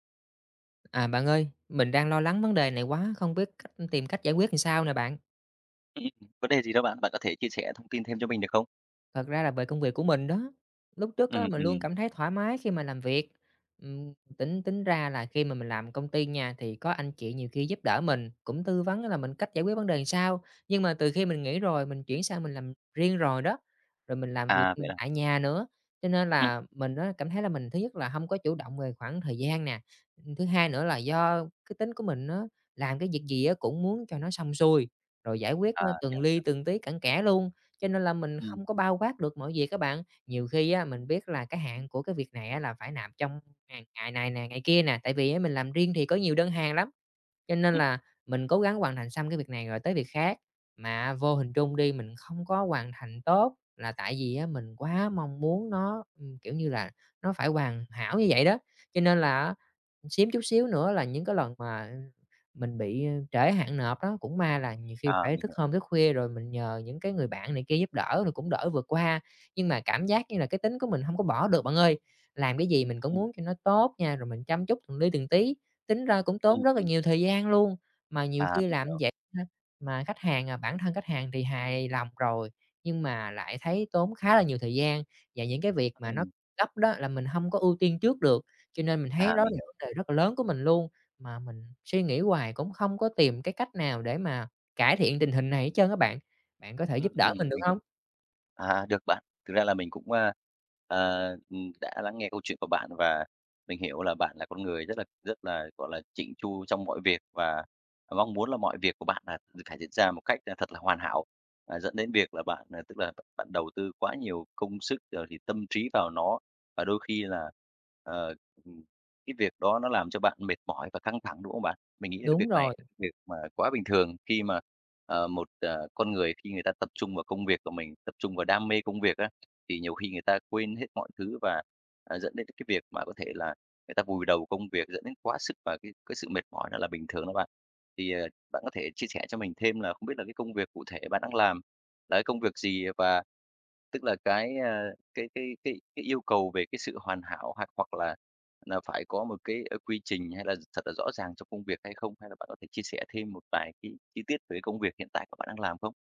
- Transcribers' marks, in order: "làm" said as "ừn"; other background noise; tapping
- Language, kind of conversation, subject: Vietnamese, advice, Làm thế nào để vượt qua tính cầu toàn khiến bạn không hoàn thành công việc?